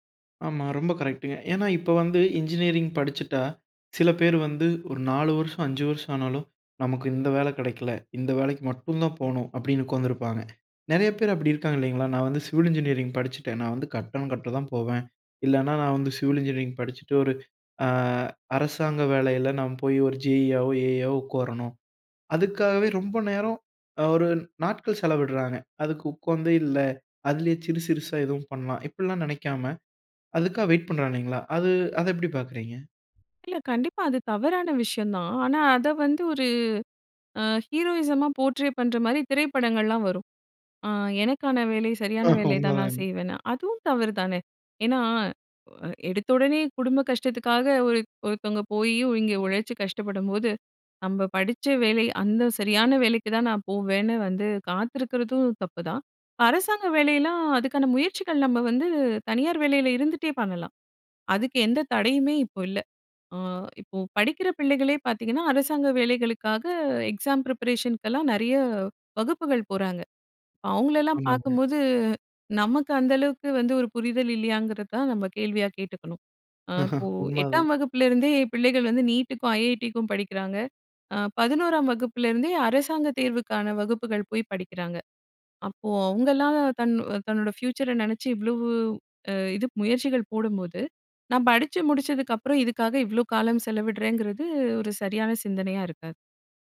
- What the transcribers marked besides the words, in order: other background noise; in English: "கரெக்ட்டுங்க"; in English: "இன்ஜினியரிங்"; in English: "சிவில் இன்ஜினியரிங்"; in English: "சிவில் இன்ஜினியரிங்"; in English: "ஜேஇயாகவோ, ஏஇயவோ"; in English: "வெயிட்"; in English: "ஹீரோயிசமா போர்ட்ரே"; in English: "எக்ஸாம் ப்ரிப்பரேஷனுக்கெல்லாம்"; in English: "நீட்டுக்கும், ஐஐடிக்கும்"; in English: "ஃப்யூச்சரை"
- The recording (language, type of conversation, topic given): Tamil, podcast, இளைஞர்கள் வேலை தேர்வு செய்யும் போது தங்களின் மதிப்புகளுக்கு ஏற்றதா என்பதை எப்படி தீர்மானிக்க வேண்டும்?